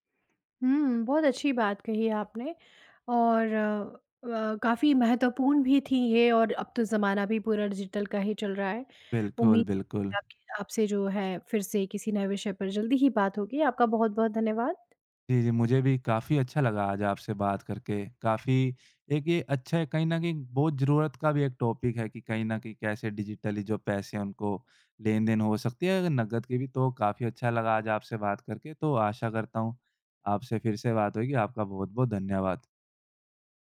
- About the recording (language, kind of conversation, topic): Hindi, podcast, भविष्य में डिजिटल पैसे और नकदी में से किसे ज़्यादा तरजीह मिलेगी?
- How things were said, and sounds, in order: in English: "डिजिटल"; in English: "टॉपिक"; in English: "डिजिटली"